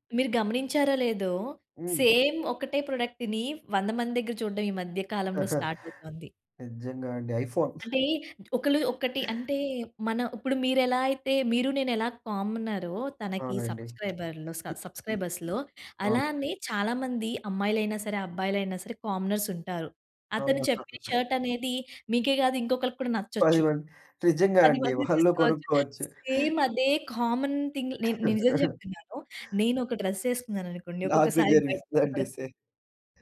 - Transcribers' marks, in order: in English: "సేమ్"; in English: "ప్రొడక్ట్‌ని"; in English: "స్టార్ట్"; giggle; other background noise; in English: "సబ్‌స్క్రైబర్‌లో స సబ్‌స్క్రైబర్స్‌లో"; tapping; in English: "కామనర్స్"; chuckle; in English: "షర్ట్"; laughing while speaking: "నిజంగా అండి వాళ్ళూ కొనుక్కోవచ్చు"; in English: "సేమ్"; in English: "కామన్ థింగ్"; giggle; in English: "డ్రెస్"; laughing while speaking: "నాకూ జరిగిందండి సేమ్"; in English: "సేమ్"
- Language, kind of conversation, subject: Telugu, podcast, సోషల్ మీడియాలో చూపుబాటలు మీ ఎంపికలను ఎలా మార్చేస్తున్నాయి?